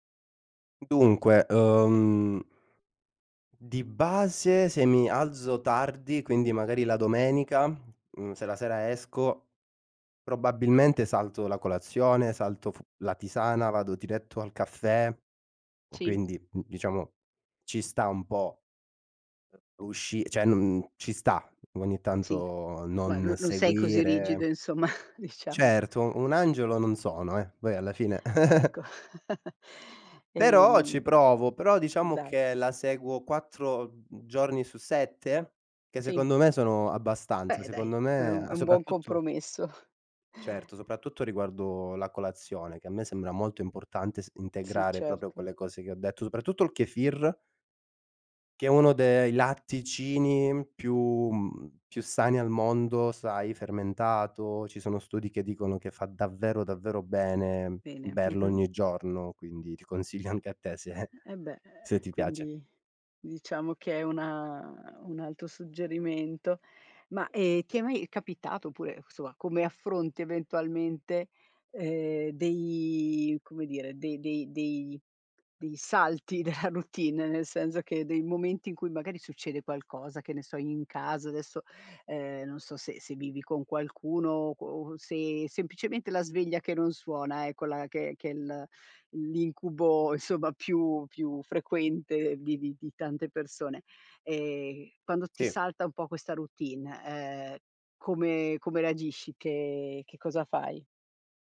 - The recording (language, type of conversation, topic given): Italian, podcast, Come organizzi la tua routine mattutina per iniziare bene la giornata?
- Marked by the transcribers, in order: tapping; "cioè" said as "ceh"; laughing while speaking: "insomma, diciamo"; chuckle; chuckle; laughing while speaking: "anche a te se"; "insomma" said as "nsoma"; laughing while speaking: "della routine"